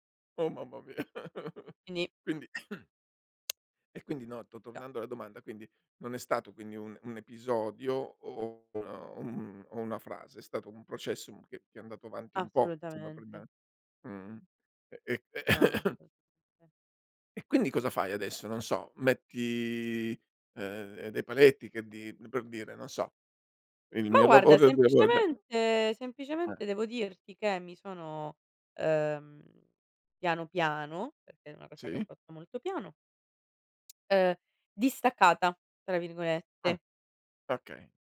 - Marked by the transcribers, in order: chuckle; throat clearing; lip smack; unintelligible speech; cough; drawn out: "metti"; unintelligible speech
- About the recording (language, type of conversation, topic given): Italian, podcast, Quanto conta per te l’equilibrio tra lavoro e vita privata?